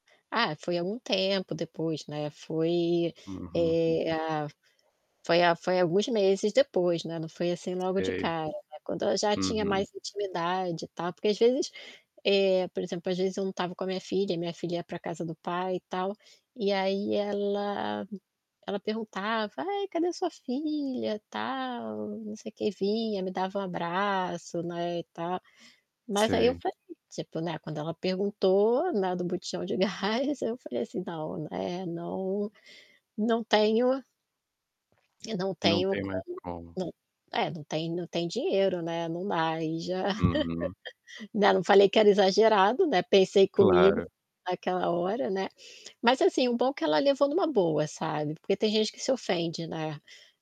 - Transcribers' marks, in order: tapping; other background noise; laughing while speaking: "botijão de gás"; laugh
- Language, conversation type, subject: Portuguese, podcast, Você pode contar sobre um pequeno gesto que teve um grande impacto?